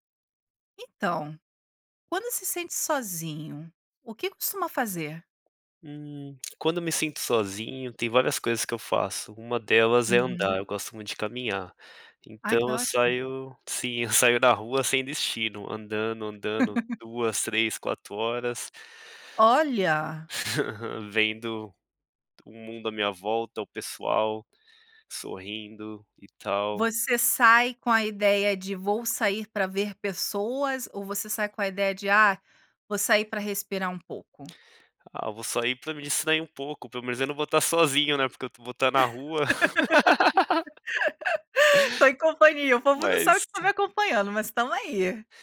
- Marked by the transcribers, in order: laugh; chuckle; laugh
- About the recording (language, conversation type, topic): Portuguese, podcast, Quando você se sente sozinho, o que costuma fazer?